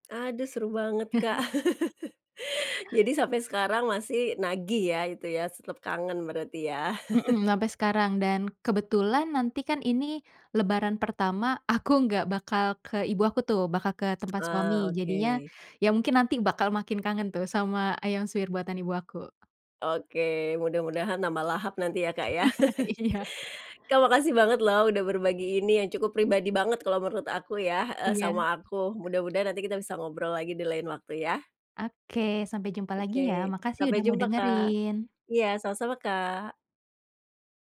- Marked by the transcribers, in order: chuckle; chuckle; tsk; other background noise; chuckle; laughing while speaking: "Iya"
- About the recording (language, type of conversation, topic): Indonesian, podcast, Apa tradisi makanan yang selalu ada di rumahmu saat Lebaran atau Natal?
- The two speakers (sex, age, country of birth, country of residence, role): female, 25-29, Indonesia, Indonesia, guest; female, 45-49, Indonesia, Indonesia, host